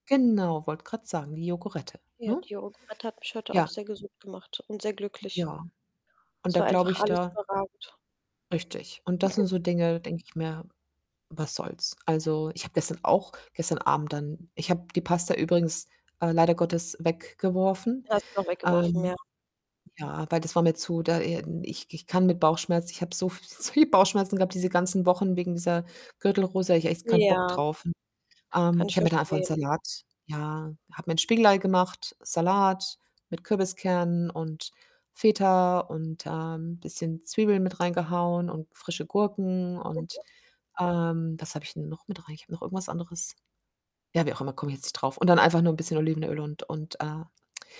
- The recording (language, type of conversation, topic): German, unstructured, Wie findest du die richtige Balance zwischen gesunder Ernährung und Genuss?
- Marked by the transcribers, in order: static; distorted speech; other background noise; giggle; laughing while speaking: "so viel"; unintelligible speech